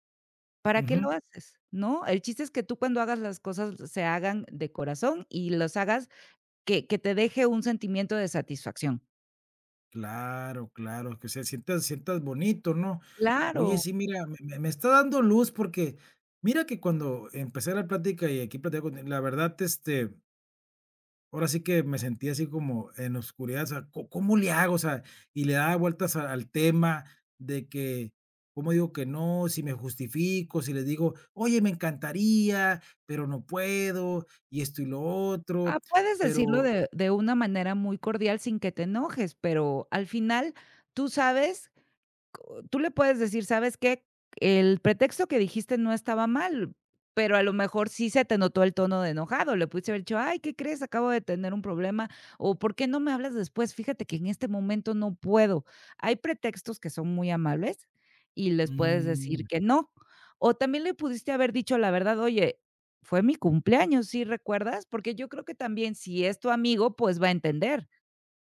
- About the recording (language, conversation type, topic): Spanish, advice, ¿Cómo puedo decir que no a un favor sin sentirme mal?
- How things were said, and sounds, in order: none